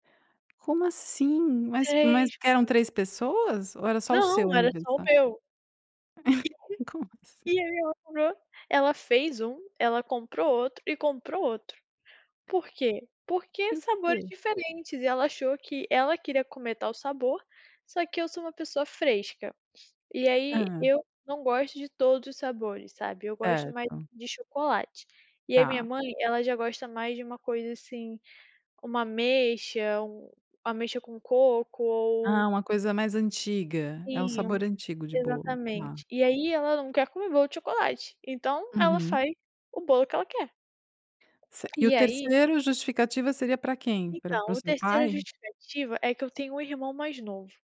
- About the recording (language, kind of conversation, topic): Portuguese, podcast, Como a comida marca as festas na sua casa?
- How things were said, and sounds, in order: tapping; unintelligible speech; unintelligible speech; chuckle; laughing while speaking: "Como assim?"